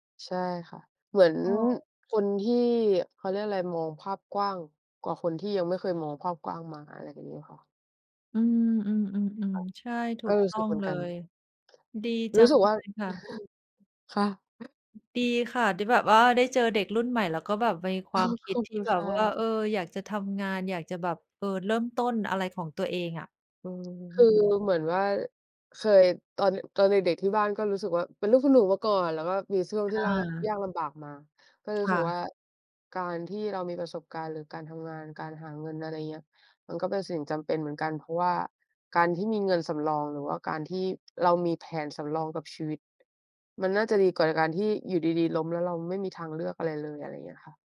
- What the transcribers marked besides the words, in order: tapping; other noise; other background noise; chuckle; "ช่วง" said as "ซ่วง"
- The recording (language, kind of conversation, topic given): Thai, unstructured, คุณคิดอย่างไรกับการเริ่มต้นทำงานตั้งแต่อายุยังน้อย?